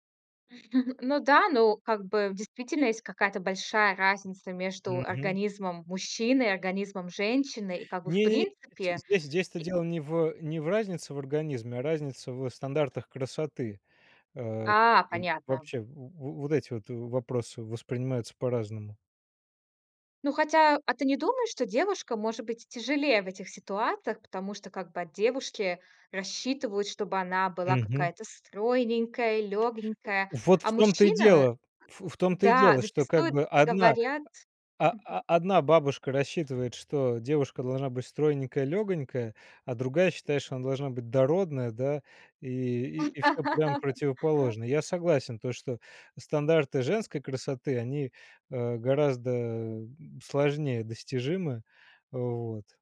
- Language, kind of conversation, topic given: Russian, podcast, Что помогает тебе есть меньше сладкого?
- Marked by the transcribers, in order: chuckle; other background noise; laugh